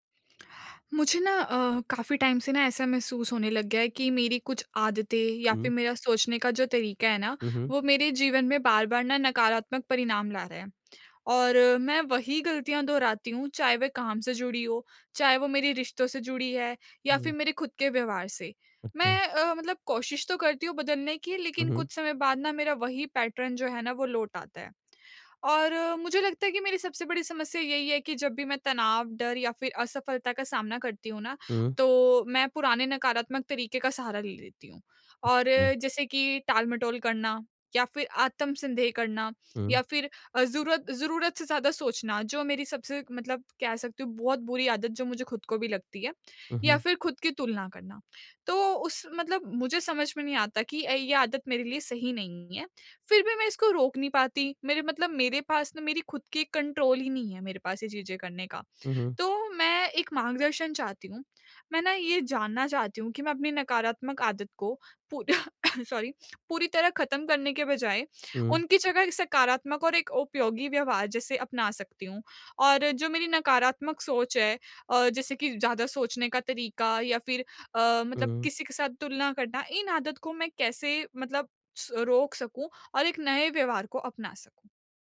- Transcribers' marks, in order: in English: "टाइम"; in English: "पैटर्न"; in English: "कंट्रोल"; cough; in English: "सॉरी"
- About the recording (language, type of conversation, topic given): Hindi, advice, मैं नकारात्मक पैटर्न तोड़ते हुए नए व्यवहार कैसे अपनाऊँ?